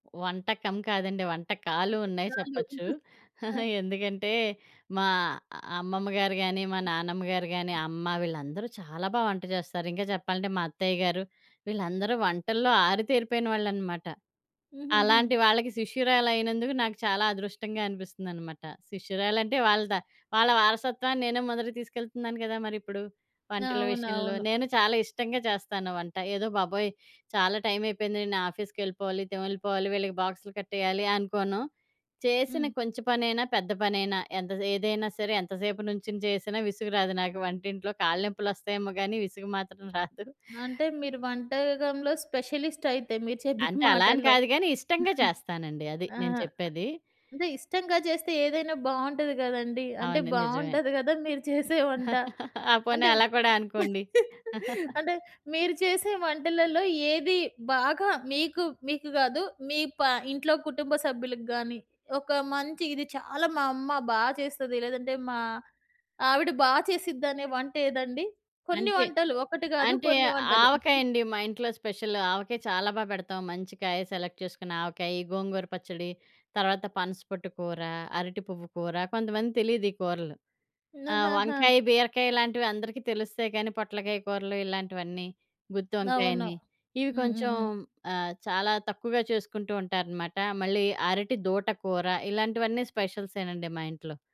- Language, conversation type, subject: Telugu, podcast, మీ వంటల జాబితాలో తరతరాలుగా కొనసాగుతూ వస్తున్న ప్రత్యేక వంటకం ఏది?
- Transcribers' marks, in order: chuckle; giggle; other background noise; in English: "ఆఫీస్‌కెళ్ళిపోవాలి"; laughing while speaking: "రాదు"; laughing while speaking: "చెప్పిన మాటల్లో"; giggle; laugh; in English: "స్పెషల్"; giggle; in English: "సెలెక్ట్"